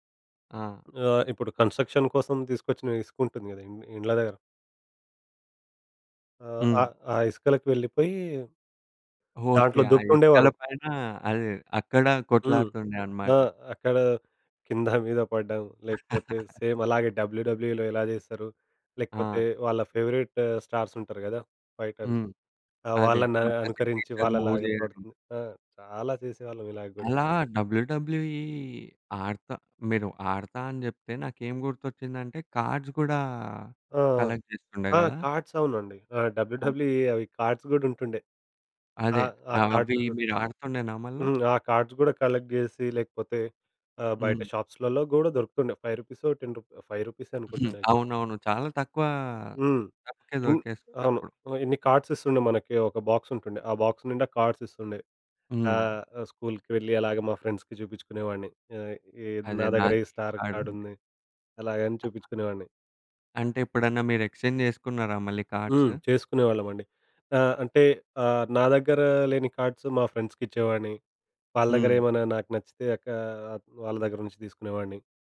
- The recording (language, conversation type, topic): Telugu, podcast, చిన్నప్పుడు మీరు చూసిన కార్టూన్లు మీ ఆలోచనలను ఎలా మార్చాయి?
- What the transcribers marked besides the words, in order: in English: "కన్‌స్ట్రక్షన్"; in English: "సేమ్"; laugh; in English: "డబ్ల్యూడబ్ల్యూఈలో"; in English: "ఫేవరైట్"; in English: "ఫైటర్స్"; in English: "సిగ్నేచర్ మూవ్"; in English: "డబ్ల్యూడబ్ల్యూ‌ఈ"; in English: "కార్డ్స్"; in English: "కలెక్ట్"; in English: "కార్డ్స్"; in English: "డబ్ల్యూడబ్ల్యూ‌ఈ"; in English: "కార్డ్స్"; in English: "కార్డ్స్"; other background noise; in English: "కార్డ్స్"; in English: "కలెక్ట్"; in English: "షాప్స్‌లలో"; in English: "ఫైవ్ రూపీసొ టెన్ రూపి"; in English: "ఫైవ్ రూపీసె"; in English: "యాక్చువల్"; in English: "కార్డ్స్"; in English: "బాక్స్"; in English: "కార్డ్స్"; in English: "ఫ్రెండ్స్‌కి"; in English: "స్టార్"; in English: "ఎక్స్‌చేంజ్"; in English: "కార్డ్స్?"; in English: "కార్డ్స్"